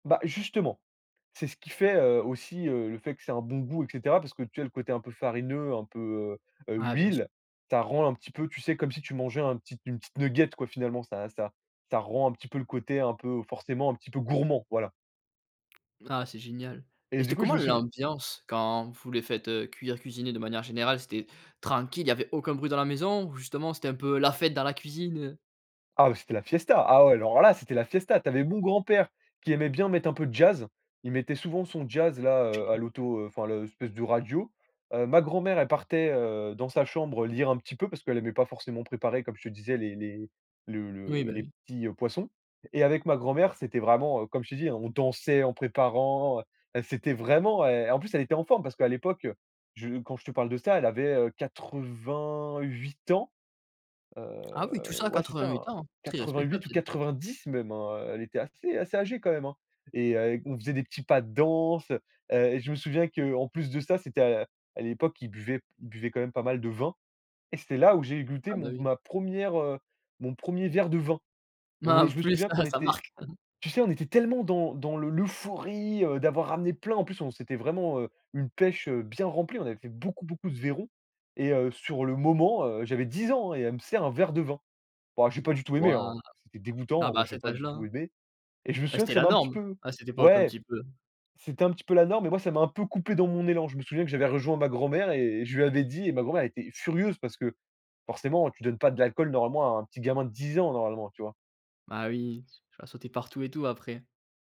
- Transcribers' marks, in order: stressed: "gourmand"; laughing while speaking: "Ah"; stressed: "dix"
- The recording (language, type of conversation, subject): French, podcast, Quel est ton premier souvenir en cuisine avec un proche ?